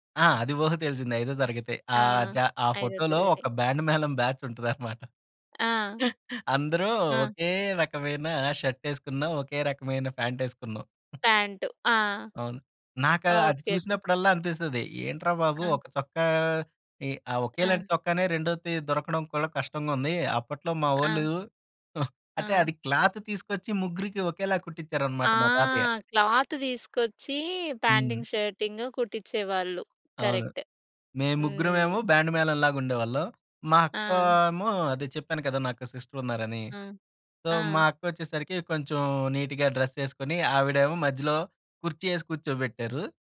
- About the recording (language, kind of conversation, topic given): Telugu, podcast, మీ కుటుంబపు పాత ఫోటోలు మీకు ఏ భావాలు తెస్తాయి?
- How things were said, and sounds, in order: in English: "బ్యాండ్"; in English: "బ్యాచ్"; chuckle; in English: "షర్ట్"; in English: "ప్యాంట్"; chuckle; in English: "ప్యాంట్"; other noise; in English: "క్లాత్"; in English: "క్లాత్"; in English: "ప్యాంటింగ్, షర్టింగ్"; in English: "కరెక్ట్"; in English: "బ్యాండ్"; in English: "సిస్టర్"; in English: "సో"; in English: "నీట్‌గా డ్రెస్"